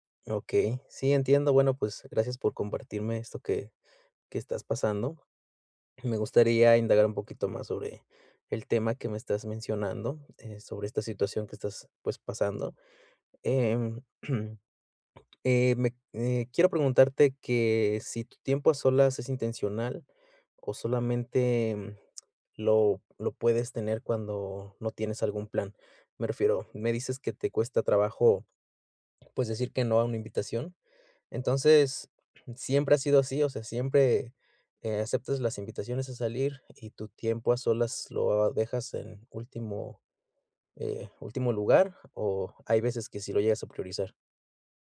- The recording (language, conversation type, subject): Spanish, advice, ¿Cómo puedo equilibrar el tiempo con amigos y el tiempo a solas?
- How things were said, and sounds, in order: throat clearing; other noise